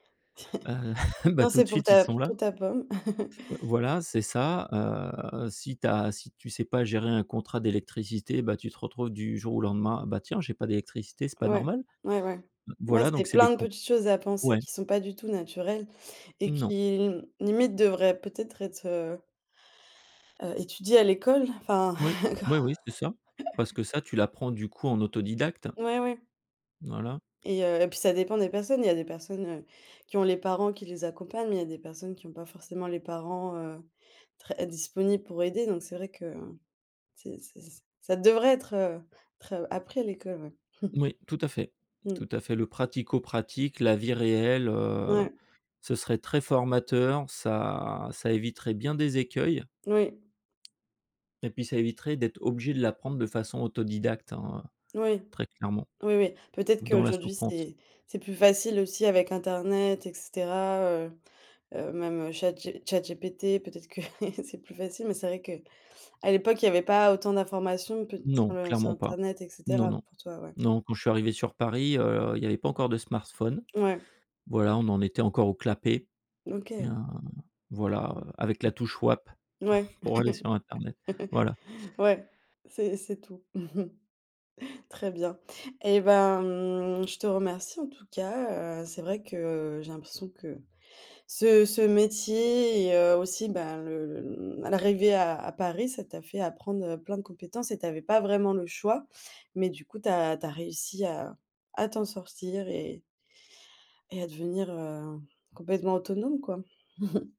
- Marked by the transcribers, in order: chuckle; chuckle; laughing while speaking: "éco"; chuckle; tapping; chuckle; chuckle; other background noise; chuckle; chuckle
- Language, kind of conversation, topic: French, podcast, Quelles compétences as-tu dû apprendre en priorité ?